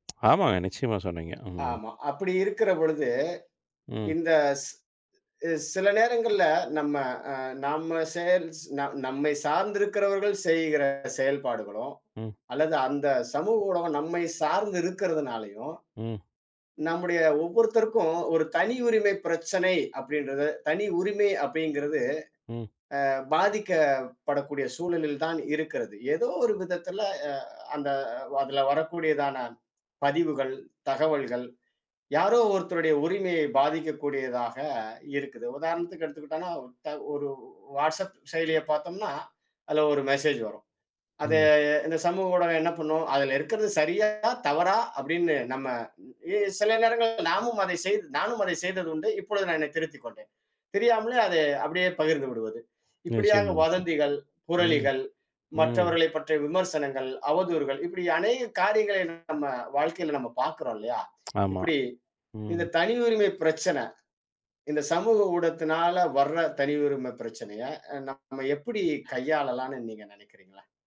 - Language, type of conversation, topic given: Tamil, podcast, சமூக ஊடகங்களில் தனியுரிமை பிரச்சினைகளை எப்படிக் கையாளலாம்?
- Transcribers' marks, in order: lip smack; other noise; tsk